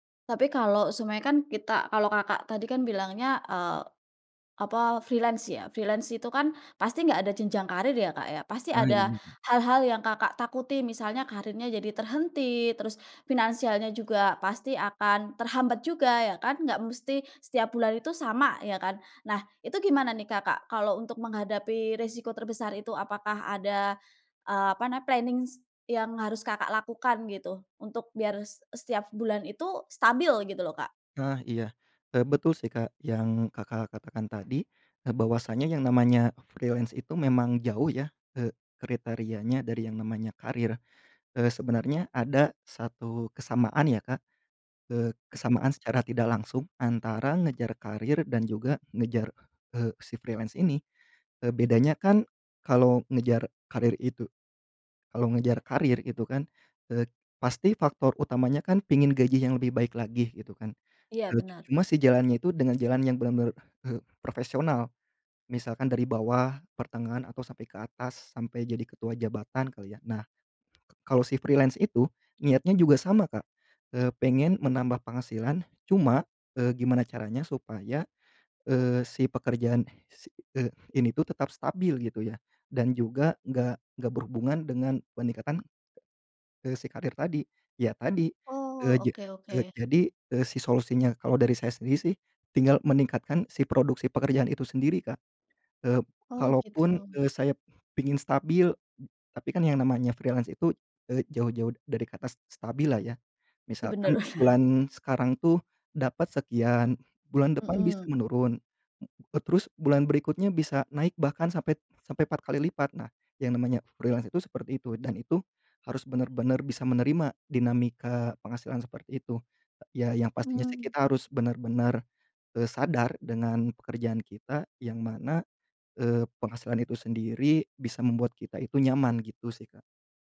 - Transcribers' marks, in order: "seumpamanya" said as "seumanya"; in English: "freelance"; in English: "Freelance"; "iya" said as "Iy"; other background noise; in English: "plannings"; in English: "freelance"; in English: "freelance"; in English: "freelance"; in English: "freelance"; laughing while speaking: "bener"
- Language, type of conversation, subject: Indonesian, podcast, Apa keputusan karier paling berani yang pernah kamu ambil?